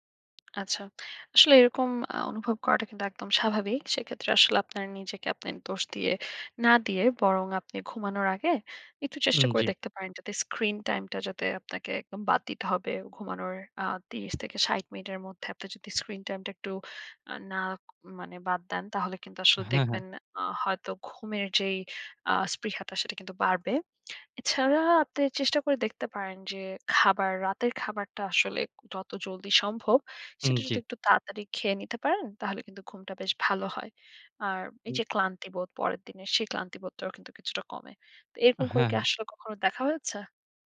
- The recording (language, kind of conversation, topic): Bengali, advice, সারা সময় ক্লান্তি ও বার্নআউট অনুভব করছি
- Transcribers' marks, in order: in English: "screen time"; tapping; in English: "screen time"